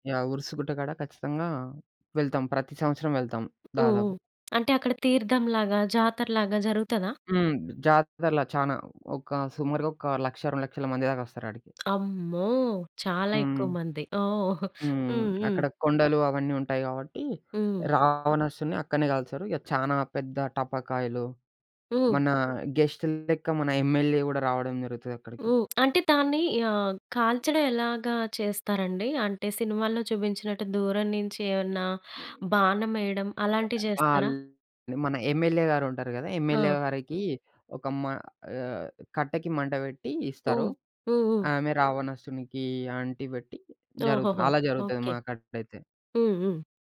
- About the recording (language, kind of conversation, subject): Telugu, podcast, మీరు గతంలో పండుగ రోజున కుటుంబంతో కలిసి గడిపిన అత్యంత మధురమైన అనుభవం ఏది?
- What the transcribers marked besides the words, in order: other background noise; tapping; giggle; in English: "ఎంఎల్ఏ"; other noise; in English: "ఎంఎల్ఏ"; in English: "ఎంఎల్ఏ"